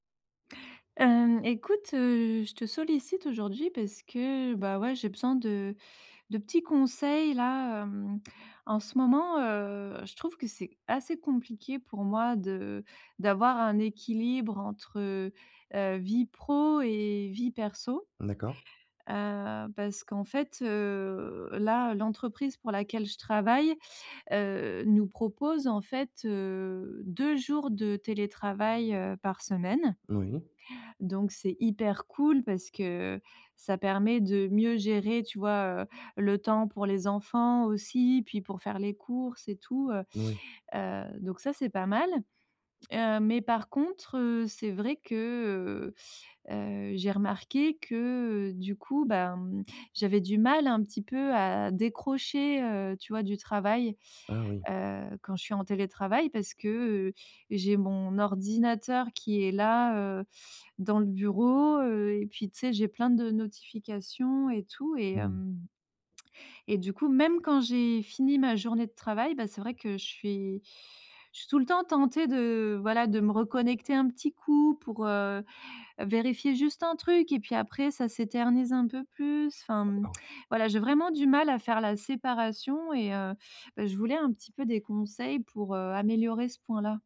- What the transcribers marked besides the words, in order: drawn out: "heu"; other background noise; drawn out: "heu"; drawn out: "que"
- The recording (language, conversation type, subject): French, advice, Comment puis-je mieux séparer mon travail de ma vie personnelle ?